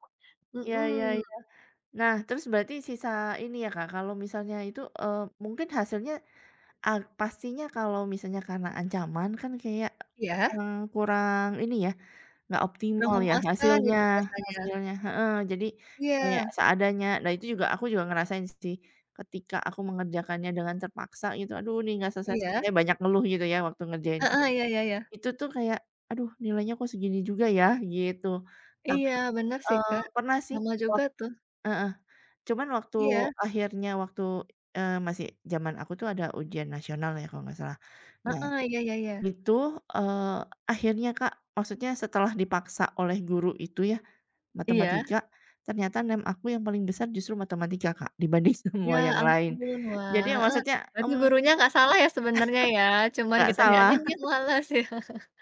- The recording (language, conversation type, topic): Indonesian, unstructured, Bagaimana cara kamu mempersiapkan ujian dengan baik?
- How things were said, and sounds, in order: laughing while speaking: "dibanding"; chuckle